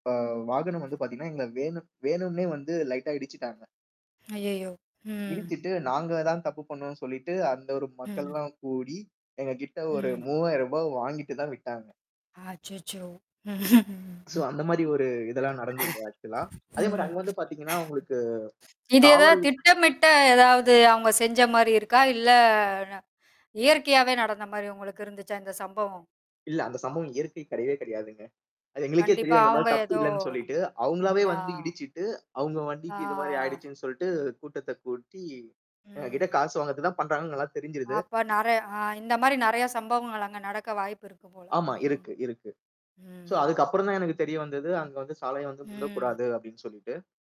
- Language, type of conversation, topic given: Tamil, podcast, பயணத்தில் உங்களுக்கு எதிர்பார்க்காமல் நடந்த சுவாரஸ்யமான சம்பவம் என்ன?
- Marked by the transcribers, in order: static; in English: "லைட்டா"; tapping; other noise; other background noise; mechanical hum; laughing while speaking: "ம்ஹம், ம்"; cough; in English: "சோ"; in English: "ஆக்ஸூலா"; drawn out: "இல்ல"; background speech; drawn out: "ஆ"; in English: "சோ"